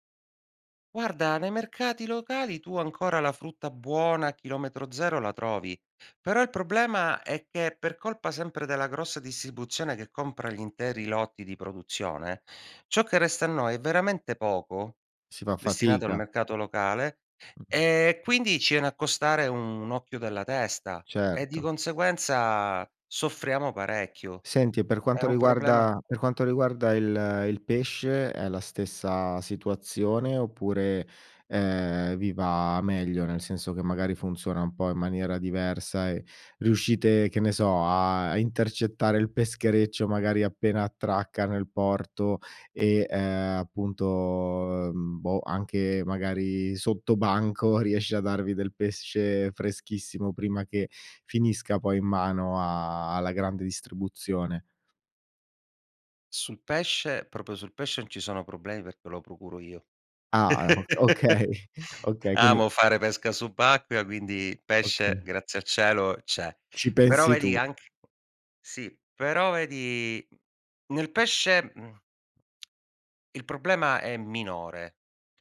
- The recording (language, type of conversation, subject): Italian, podcast, In che modo i cicli stagionali influenzano ciò che mangiamo?
- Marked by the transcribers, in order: chuckle; "pesce" said as "pessce"; "proprio" said as "propo"; laughing while speaking: "okay"; laugh; tsk